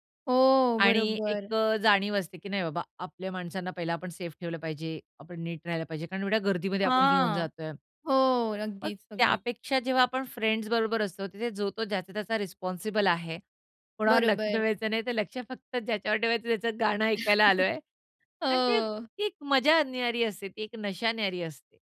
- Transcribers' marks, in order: in English: "फ्रेंड्स"; in English: "रिस्पॉन्सिबल"; joyful: "तर लक्ष फक्त ज्याच्यावर ठेवायचं, त्याचं गाणं ऐकायला आलोय"; chuckle
- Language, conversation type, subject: Marathi, podcast, लाईव्ह कॉन्सर्टचा अनुभव कधी वेगळा वाटतो आणि त्यामागची कारणं काय असतात?